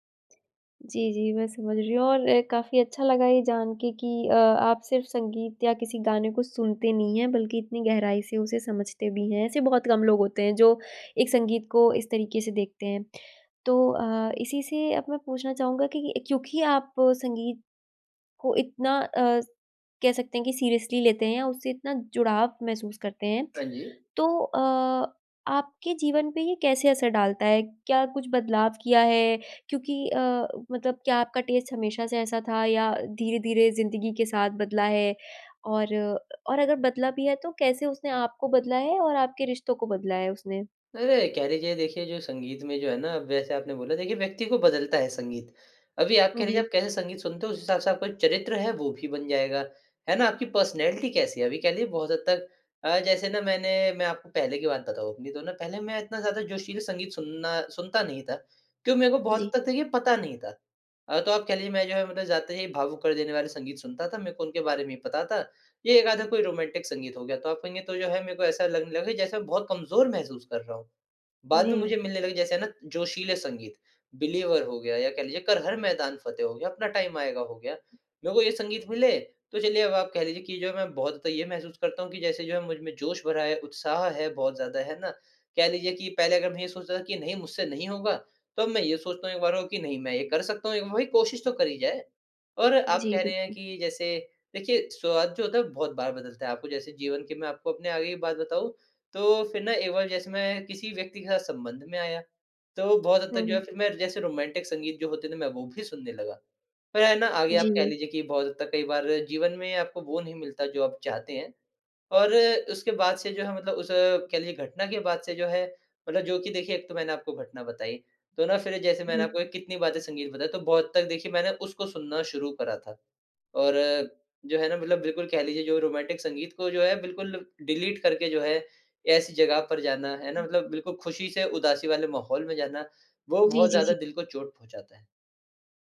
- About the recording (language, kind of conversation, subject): Hindi, podcast, कौन-सा गाना आपको किसी की याद दिलाता है?
- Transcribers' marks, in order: in English: "सीरियसली"; in English: "टेस्ट"; in English: "पर्सनैलिटी"; in English: "रोमांटिक"; in English: "रोमांटिक"; in English: "रोमांटिक"; in English: "डिलीट"